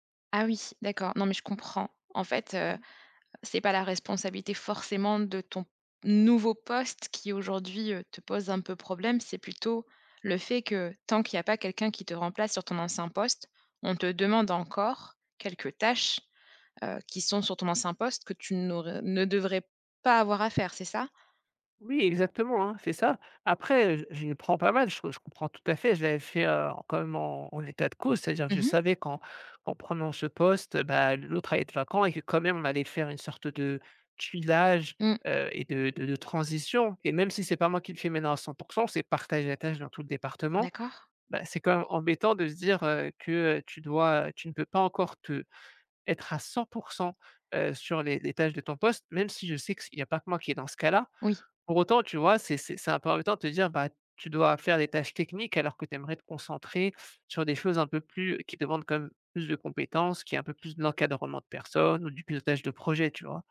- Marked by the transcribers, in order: other background noise; stressed: "nouveau"
- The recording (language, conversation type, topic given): French, advice, Comment décririez-vous un changement majeur de rôle ou de responsabilités au travail ?